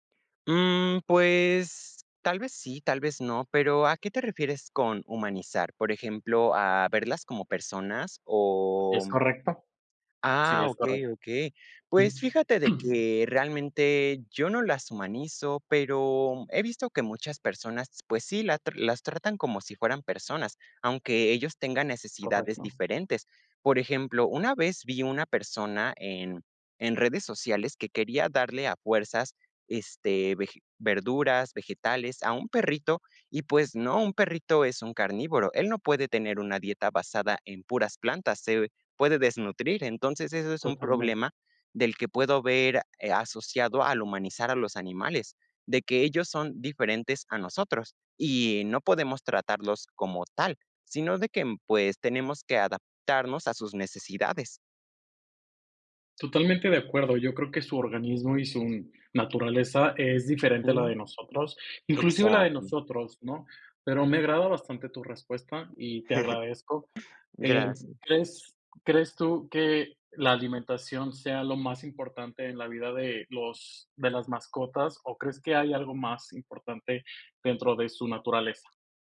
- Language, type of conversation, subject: Spanish, podcast, ¿Qué te aporta cuidar de una mascota?
- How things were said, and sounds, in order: throat clearing; chuckle